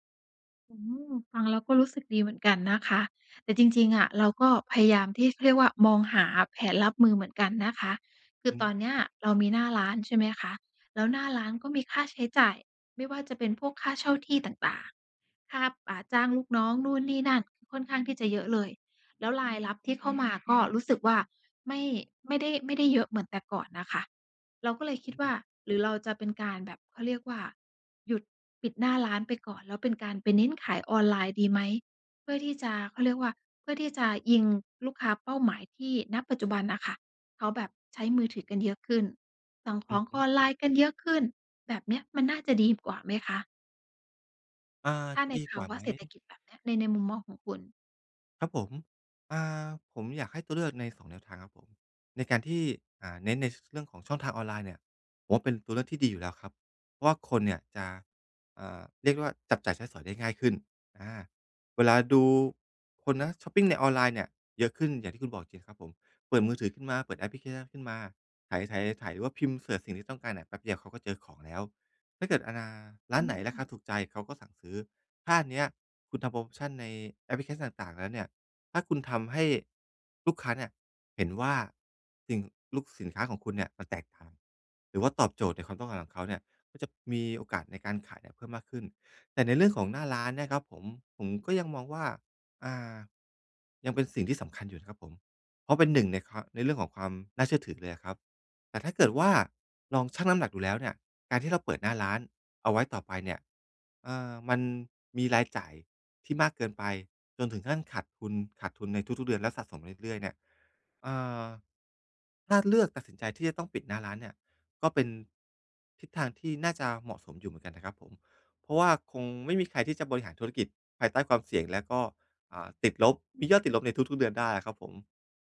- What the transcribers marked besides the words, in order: other background noise; "ออนไลน์" said as "คอนไลน์"
- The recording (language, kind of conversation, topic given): Thai, advice, ฉันจะรับมือกับความกลัวและความล้มเหลวได้อย่างไร